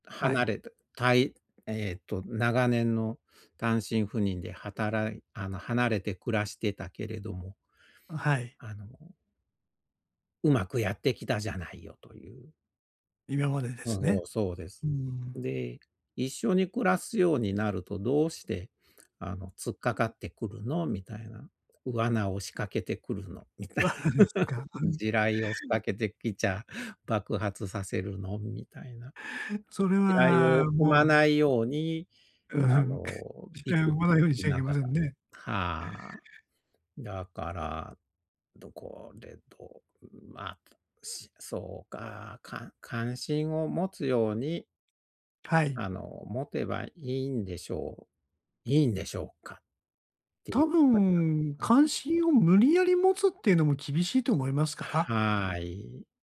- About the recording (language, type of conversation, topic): Japanese, advice, パートナーと別れるべきか、関係を修復すべきか、どのように決断すればよいですか?
- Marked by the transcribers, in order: laughing while speaking: "みたい"; chuckle; other noise; chuckle